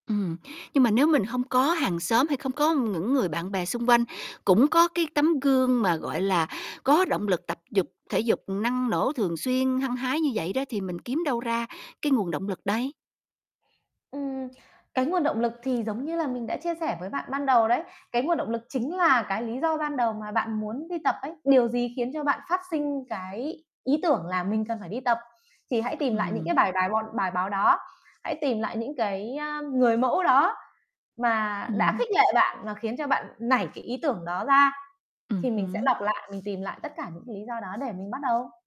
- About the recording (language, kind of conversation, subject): Vietnamese, advice, Vì sao bạn liên tục trì hoãn những việc quan trọng dù biết rõ hậu quả, và bạn có thể làm gì để thay đổi?
- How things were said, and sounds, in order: other background noise; "những" said as "ngững"; static; tapping